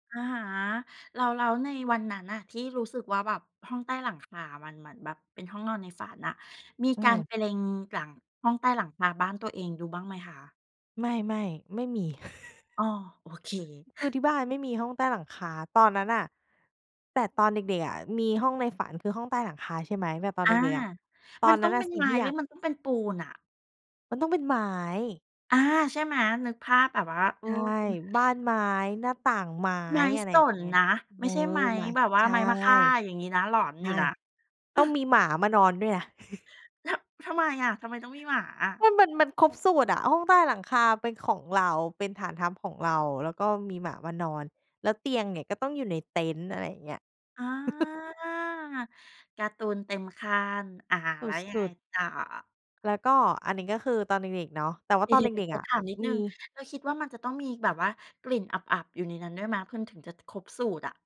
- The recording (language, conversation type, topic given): Thai, podcast, ห้องนอนในฝันของคุณเป็นอย่างไร?
- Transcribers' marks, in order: chuckle; other background noise; chuckle; chuckle; chuckle